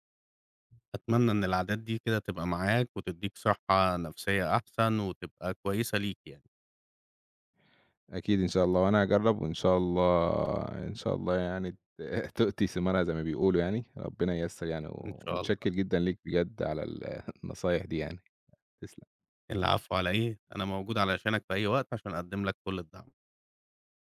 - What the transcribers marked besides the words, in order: chuckle; chuckle
- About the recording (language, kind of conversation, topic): Arabic, advice, إزاي أوازن بين الشغل وألاقي وقت للتمارين؟